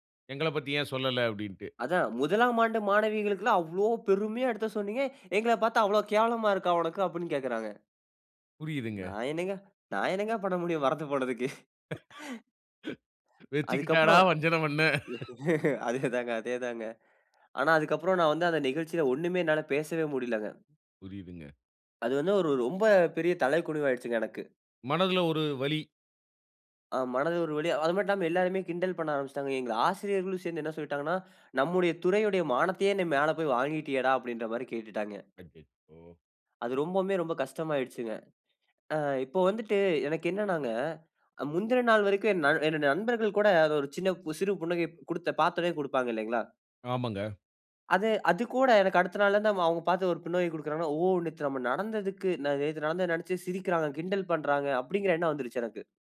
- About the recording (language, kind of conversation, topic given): Tamil, podcast, பெரிய சவாலை எப்படி சமாளித்தீர்கள்?
- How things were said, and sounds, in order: inhale; laugh; laughing while speaking: "வெச்சுக்கிட்டாடா வஞ்சன பண்ணே"; laugh; other noise; laugh; inhale; laugh; sad: "அது வந்து ஒரு ரொம்ப பெரிய தலைகுனிவு ஆகிடுச்சுங்க எனக்கு"; inhale